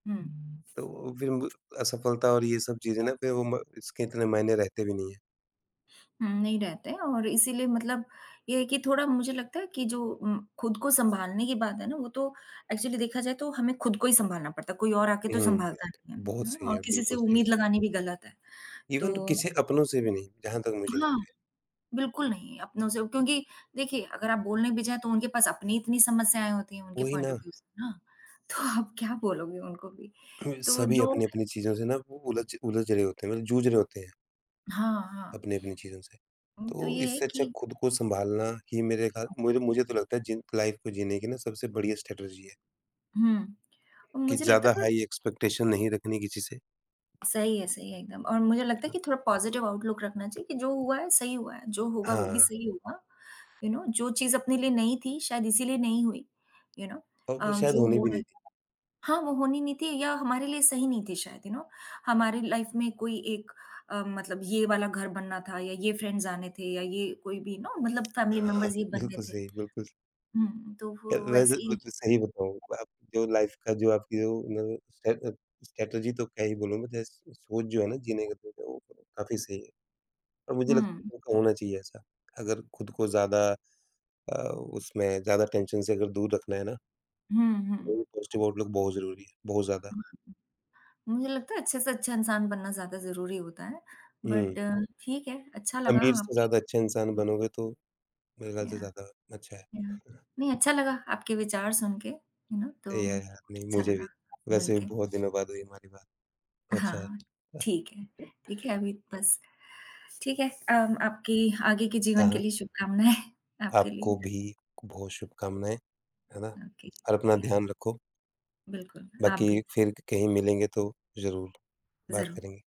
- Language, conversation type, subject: Hindi, unstructured, जब आपके भविष्य के सपने पूरे नहीं होते हैं, तो आपको कैसा महसूस होता है?
- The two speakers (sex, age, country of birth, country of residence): female, 50-54, India, United States; male, 35-39, India, India
- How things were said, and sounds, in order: other noise; in English: "एक्चुअली"; in English: "यू नो"; in English: "इवन"; tapping; in English: "पॉइंट ऑफ़ व्यू"; laughing while speaking: "तो आप क्या बोलोगे उनको भी"; in English: "लाइफ"; in English: "स्ट्रेटेजी"; in English: "हाई एक्सपेक्टेशन"; in English: "पॉज़िटिव आउटलुक"; in English: "यू नो"; in English: "यू नो"; in English: "यू नो"; in English: "लाइफ"; in English: "फ्रेंड्स"; laughing while speaking: "बिल्कुल सही, बिल्कुल स"; in English: "नो"; in English: "फैमिली मेंबर्स"; in English: "लाइफ"; in English: "स्ट्रेटेजी"; in English: "टेंशन"; in English: "पॉज़िटिव आउटलुक"; in English: "बट"; in English: "याह, याह"; other background noise; in English: "यू नो"; in English: "याह, याह"; laughing while speaking: "शुभकामनाएँ"; in English: "ओके"; in English: "याह"